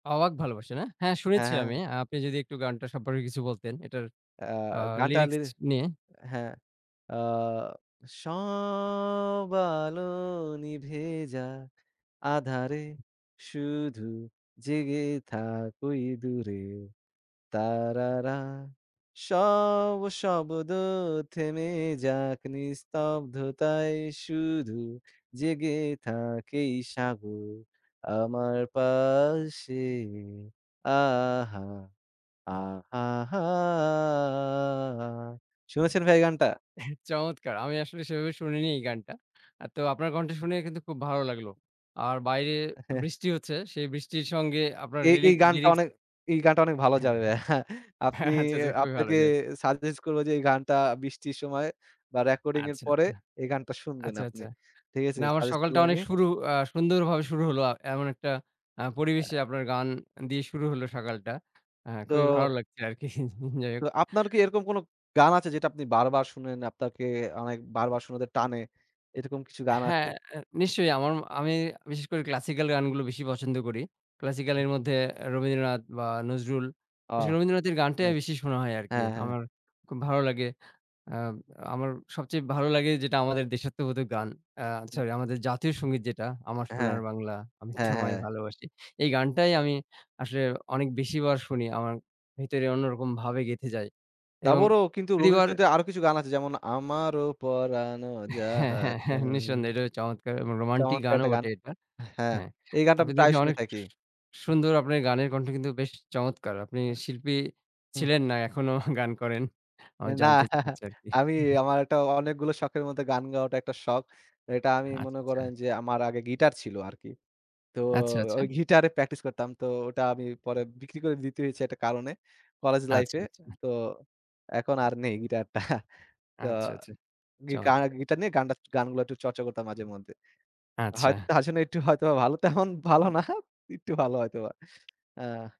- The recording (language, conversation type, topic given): Bengali, unstructured, আপনার প্রিয় বাংলা গান কোনটি, আর কেন?
- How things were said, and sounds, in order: singing: "সব আলো নিভে যাক আঁধারে … আহা! আহা হা"; laughing while speaking: "চমৎকার"; other background noise; laughing while speaking: "আচ্ছা, আচ্ছা, খুবই ভালো যায়"; laugh; "আচ্ছা" said as "আচ্চা"; "আচ্ছা" said as "আচ্চা"; "আচ্ছা" said as "আচ্চা"; laughing while speaking: "আরকি"; laugh; "সরি" said as "চরি"; singing: "আমার সোনার বাংলা, আমি তোমায় ভালোবাসি"; laughing while speaking: "আমি তোমায় ভালোবাসি"; singing: "আমারও পরানো যাহা চায়"; laughing while speaking: "হ্যাঁ, হ্যাঁ, হ্যাঁ, নিঃসন্দেহে এটাও চমৎকার"; laughing while speaking: "না"; laugh; chuckle; "আচ্ছা" said as "আচ"; "আচ্ছা" said as "আচ্চা"; drawn out: "তো"; laughing while speaking: "গিটারটা"; laughing while speaking: "হয়তো আসলে একটু হয়তোবা ভালো তেমন ভালো না, একটু ভালো হয়তোবা"